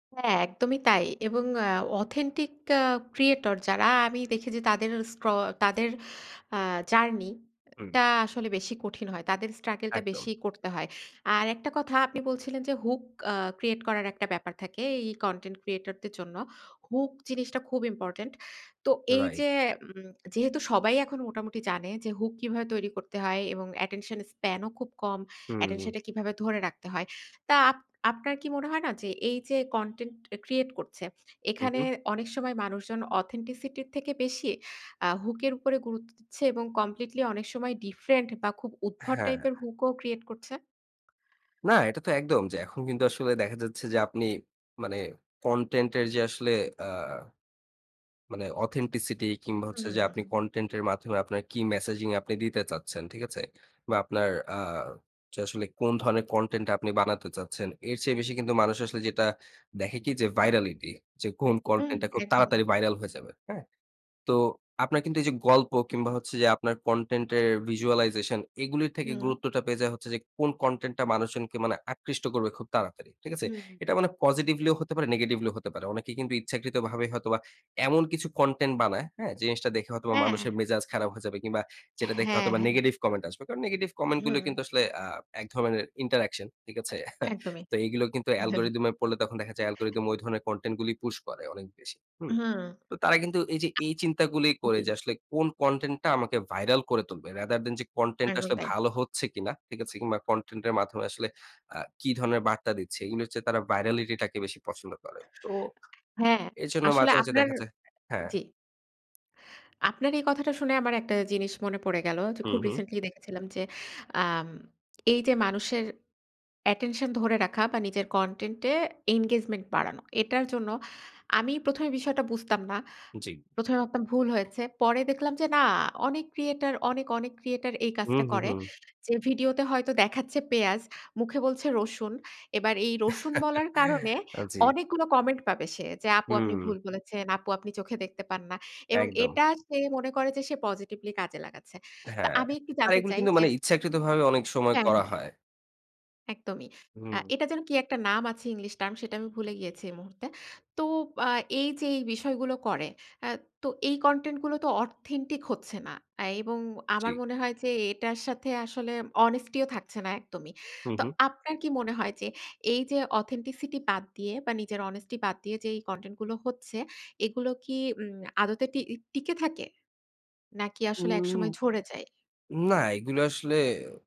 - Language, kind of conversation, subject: Bengali, podcast, কনটেন্টে স্বতঃস্ফূর্ততা বজায় রাখতে আপনার মতে কী কী করা উচিত?
- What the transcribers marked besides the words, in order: in English: "authentic"; in English: "creator"; in English: "struggle"; in English: "hook"; in English: "create"; in English: "content creator"; in English: "Hook"; in English: "hook"; in English: "attention span"; in English: "Attention"; in English: "content"; horn; in English: "create"; in English: "authenticity"; in English: "hook"; in English: "completely"; in English: "hook"; in English: "create"; in English: "content"; in English: "authenticity"; in English: "content"; in English: "messaging"; in English: "content"; in English: "virality"; in English: "content"; in English: "content"; in English: "visualization"; in English: "content"; in English: "positively"; in English: "negetively"; in English: "content"; in English: "negative comment"; in English: "negetive comment"; "ধরনের" said as "ধমনের"; in English: "interaction"; scoff; in English: "algorythm"; chuckle; in English: "algorithm"; in English: "content"; in English: "push"; tapping; in English: "content"; in English: "viral"; in English: "Rather than"; in English: "content"; in English: "content"; in English: "virality"; in English: "attention"; in English: "content"; in English: "engagement"; in English: "creator"; in English: "creator"; chuckle; in English: "positively"; in English: "english term"; in English: "content"; in English: "অরথেনটিক"; "authentic" said as "অরথেনটিক"; in English: "honesty"; in English: "authenticity"; in English: "honesty"; in English: "content"